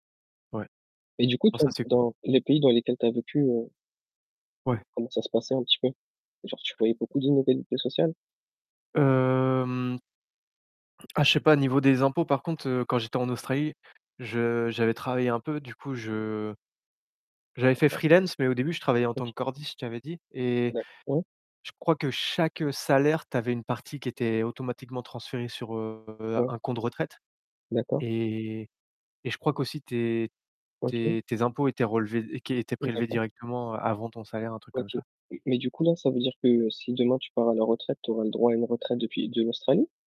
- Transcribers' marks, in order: distorted speech; other background noise; drawn out: "Hem"; unintelligible speech
- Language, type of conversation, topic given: French, unstructured, Que feriez-vous pour lutter contre les inégalités sociales ?